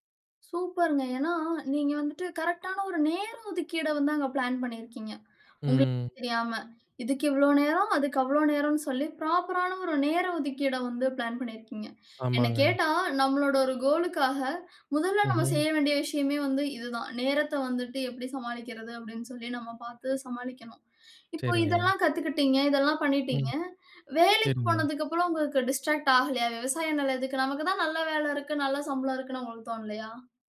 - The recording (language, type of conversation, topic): Tamil, podcast, முடிவுகளைச் சிறு பகுதிகளாகப் பிரிப்பது எப்படி உதவும்?
- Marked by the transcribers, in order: in English: "பிளான்"; inhale; in English: "ப்ராப்பரான"; in English: "பிளான்"; inhale; in English: "கோலுக்காக"; inhale; inhale; other background noise; inhale; in English: "டிஸ்ட்ராக்ட்"